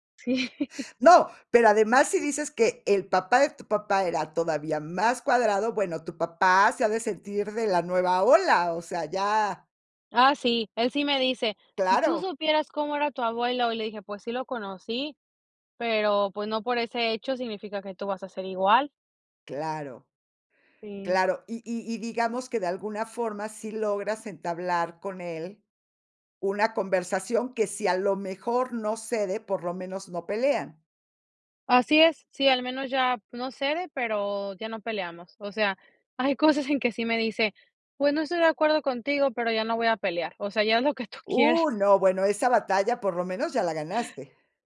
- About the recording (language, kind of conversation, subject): Spanish, podcast, ¿Cómo puedes expresar tu punto de vista sin pelear?
- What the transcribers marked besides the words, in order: chuckle; other background noise; laughing while speaking: "hay cosas en que sí me dice"; chuckle